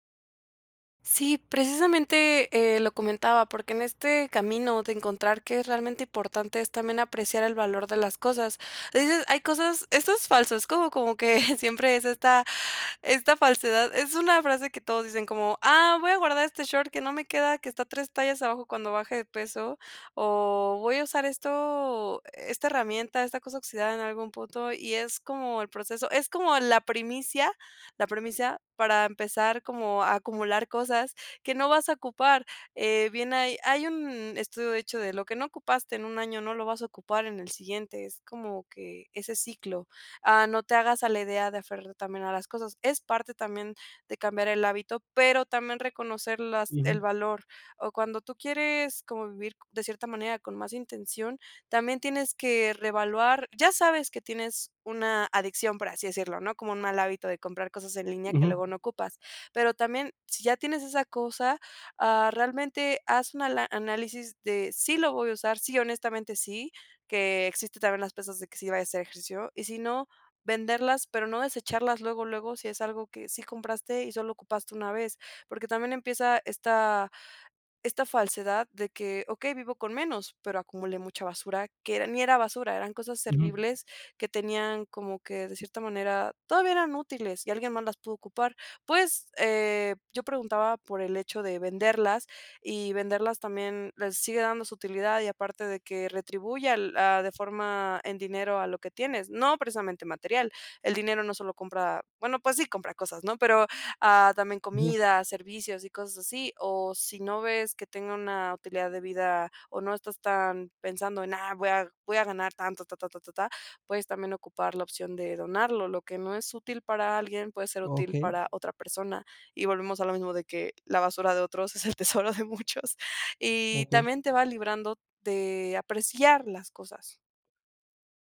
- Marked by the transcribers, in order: other noise; laughing while speaking: "que"; laughing while speaking: "es el tesoro de muchos"
- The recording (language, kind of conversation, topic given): Spanish, advice, ¿Cómo puedo vivir con menos y con más intención cada día?